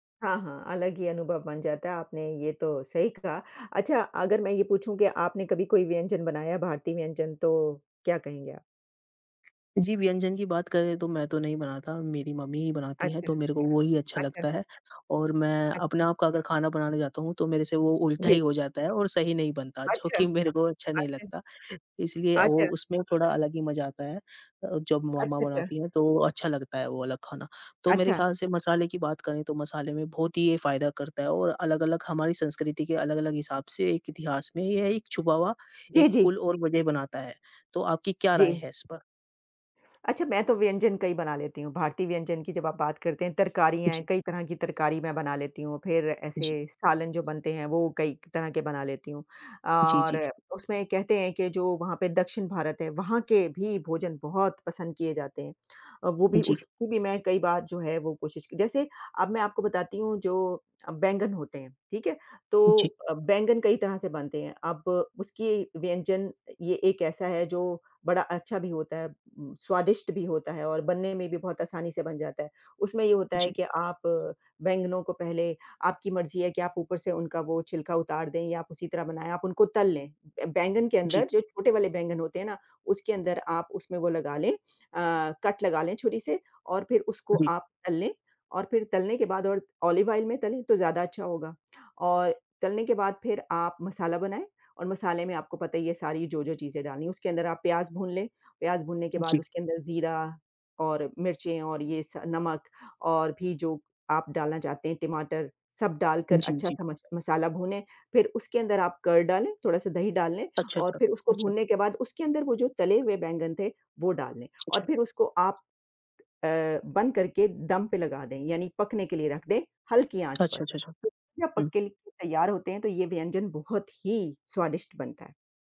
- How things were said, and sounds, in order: other background noise; other noise; in English: "ऑइल"; tapping; in English: "कर्ड"; unintelligible speech
- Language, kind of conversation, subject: Hindi, unstructured, कौन-सा भारतीय व्यंजन आपको सबसे ज़्यादा पसंद है?